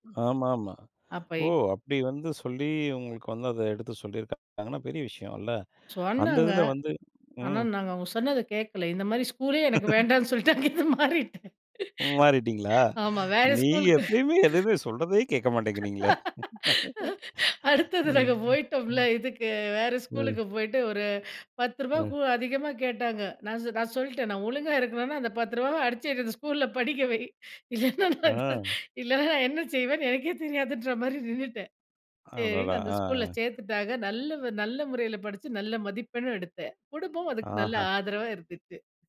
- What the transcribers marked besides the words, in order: other background noise; laugh; laughing while speaking: "அங்க இருந்து மாறிட்டேன்"; laughing while speaking: "ம் மாறிட்டிங்களா? நீ எப்பவுமே எதுவுமே சொல்றதையே கேட்க மாட்டேங்கிறீங்களே!"; laughing while speaking: "அடுத்தது நாங்க போய்டோம்ல. இதுக்கு. வேறு ஸ்கூலுக்கு"; laughing while speaking: "நான் ஒழுங்கா இருக்கணும்னா, அந்த பத்து … நல்ல ஆதரவா இருந்துச்சு"; tapping
- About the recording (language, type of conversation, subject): Tamil, podcast, மனஅழுத்தம் வந்தபோது ஆதரவைக் கேட்க எப்படி தயார் ஆகலாம்?